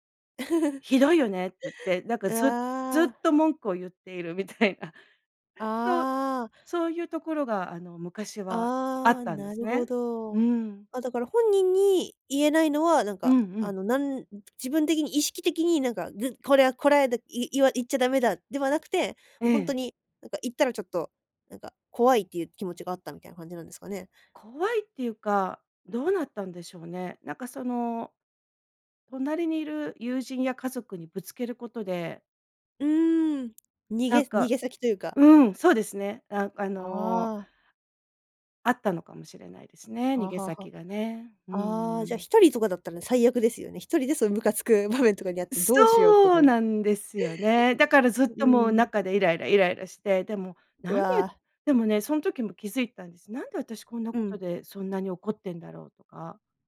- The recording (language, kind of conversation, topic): Japanese, podcast, 最近、自分について新しく気づいたことはありますか？
- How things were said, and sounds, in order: laugh; laughing while speaking: "みたいな。そう"; other background noise; joyful: "そうなんですよね"; laugh